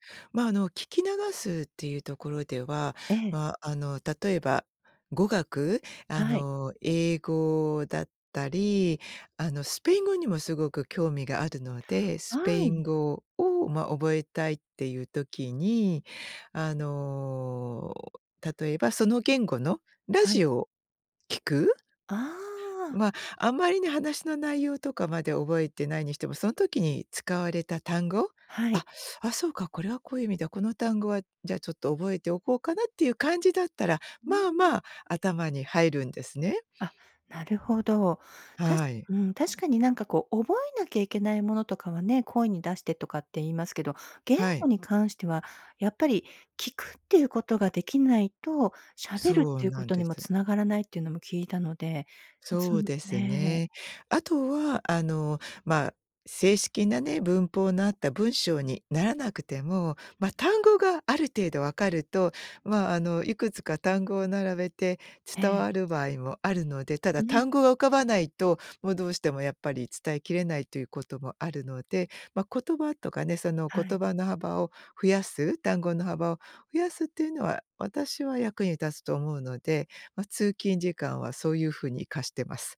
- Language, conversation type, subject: Japanese, podcast, 時間がないとき、効率よく学ぶためにどんな工夫をしていますか？
- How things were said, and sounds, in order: none